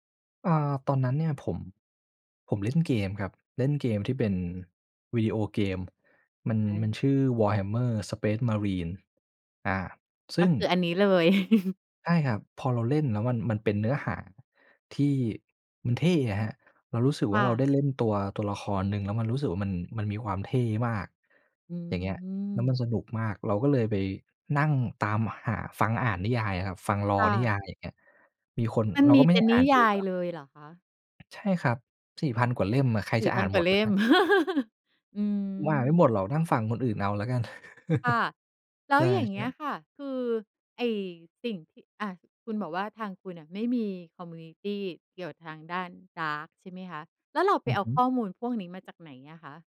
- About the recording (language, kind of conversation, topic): Thai, podcast, เอาจริงๆ แล้วคุณชอบโลกแฟนตาซีเพราะอะไร?
- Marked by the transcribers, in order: tapping; chuckle; in English: "Lore"; other background noise; chuckle; chuckle